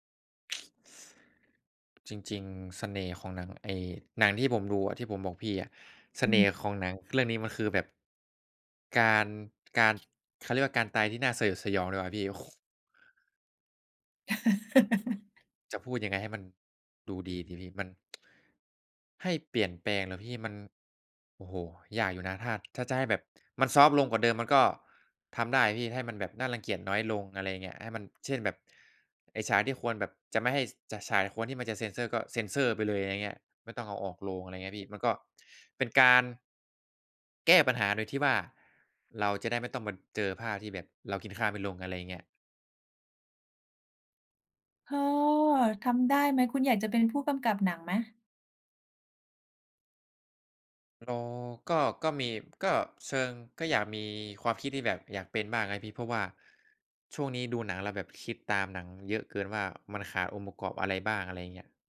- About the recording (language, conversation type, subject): Thai, unstructured, อะไรทำให้ภาพยนตร์บางเรื่องชวนให้รู้สึกน่ารังเกียจ?
- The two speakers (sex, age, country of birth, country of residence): female, 45-49, Thailand, Thailand; male, 20-24, Thailand, Thailand
- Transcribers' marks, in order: tsk; teeth sucking; other noise; chuckle; tsk